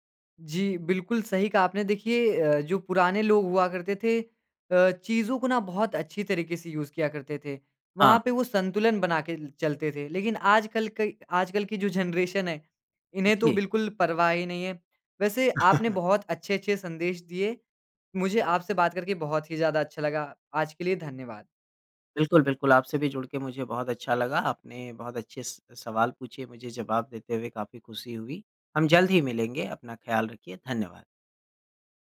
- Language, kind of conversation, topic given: Hindi, podcast, कम कचरा बनाने से रोज़मर्रा की ज़िंदगी में क्या बदलाव आएंगे?
- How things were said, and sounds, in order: in English: "यूज़"; laughing while speaking: "जेनरेशन"; in English: "जेनरेशन"; chuckle